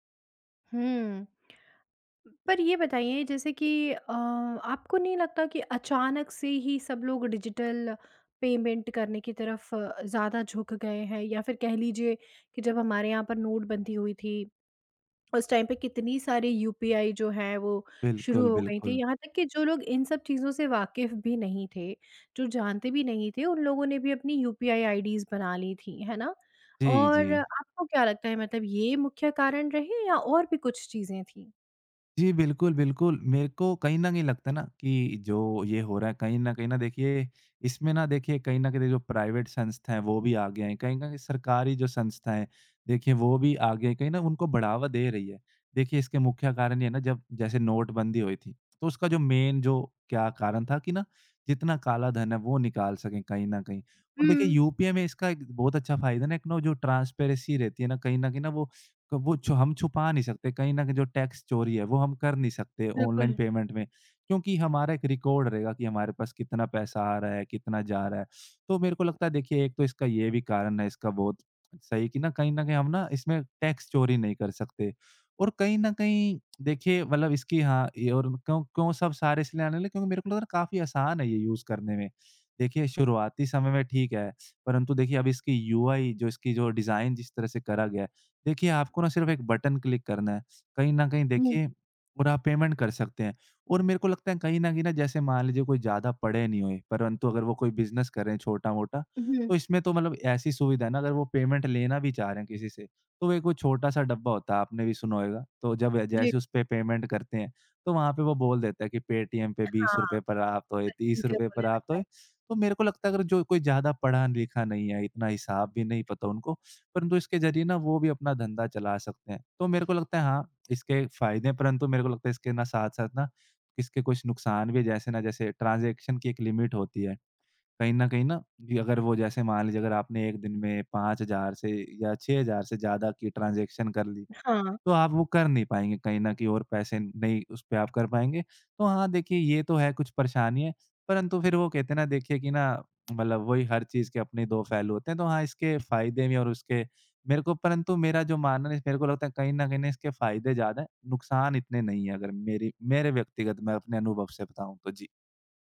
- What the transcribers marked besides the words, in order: in English: "डिजिटल पेमेंट"; in English: "टाइम"; in English: "प्राइवेट"; in English: "मेन"; in English: "ट्रांसपेरेसी"; "ट्रांसपेरेंसी" said as "ट्रांसपेरेसी"; in English: "टैक्स"; in English: "पेमेंट"; in English: "रिकॉर्ड"; in English: "टैक्स"; tapping; in English: "यूज़"; in English: "डिज़ाइन"; in English: "बटन क्लिक"; in English: "पेमेंट"; in English: "बिज़नेस"; in English: "पेमेंट"; in English: "पेमेंट"; unintelligible speech; in English: "ट्रांजेक्शन"; in English: "लिमिट"; in English: "ट्रांजेक्शन"; tongue click
- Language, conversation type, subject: Hindi, podcast, भविष्य में डिजिटल पैसे और नकदी में से किसे ज़्यादा तरजीह मिलेगी?